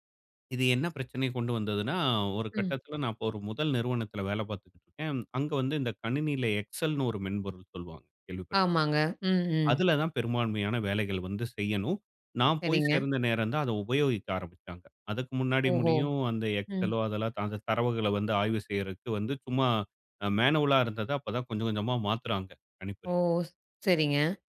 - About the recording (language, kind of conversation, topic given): Tamil, podcast, உங்கள் உடலுக்கு உண்மையில் ஓய்வு தேவைப்படுகிறதா என்பதை எப்படித் தீர்மானிக்கிறீர்கள்?
- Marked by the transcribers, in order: tapping; in English: "எக்ஸெல்ன்னு"; in English: "எக்ஸெலோ"; in English: "மேனுவலா"; "ஓ" said as "ஓஸ்"